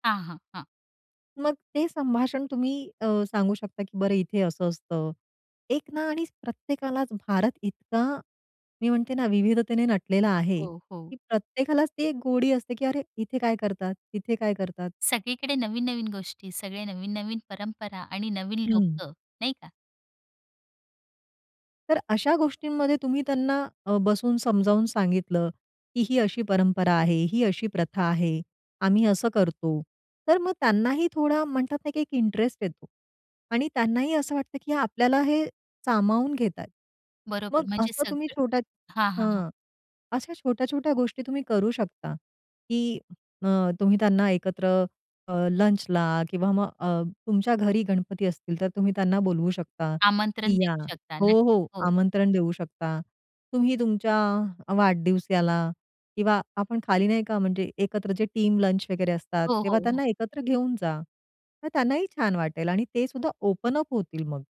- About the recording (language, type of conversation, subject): Marathi, podcast, नवीन लोकांना सामावून घेण्यासाठी काय करायचे?
- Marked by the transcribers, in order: other background noise; tapping; in English: "टीम"; in English: "ओपन अप"